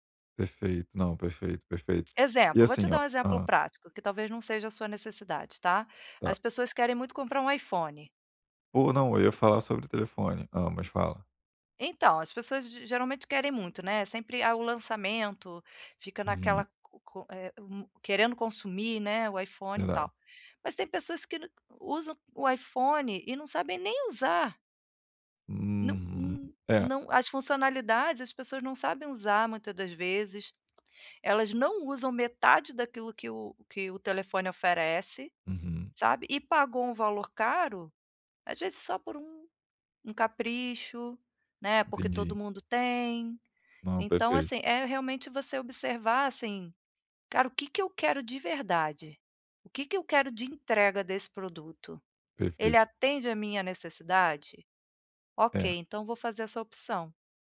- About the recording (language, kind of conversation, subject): Portuguese, advice, Como posso avaliar o valor real de um produto antes de comprá-lo?
- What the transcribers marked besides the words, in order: tapping